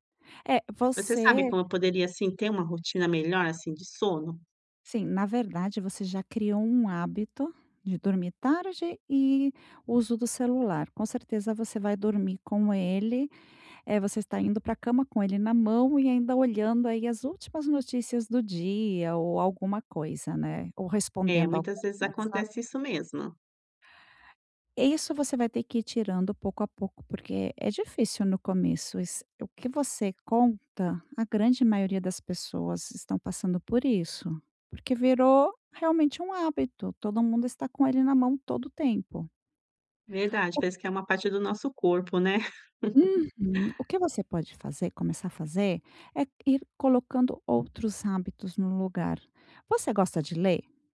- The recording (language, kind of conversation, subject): Portuguese, advice, Como posso estabelecer hábitos para manter a consistência e ter energia ao longo do dia?
- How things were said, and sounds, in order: none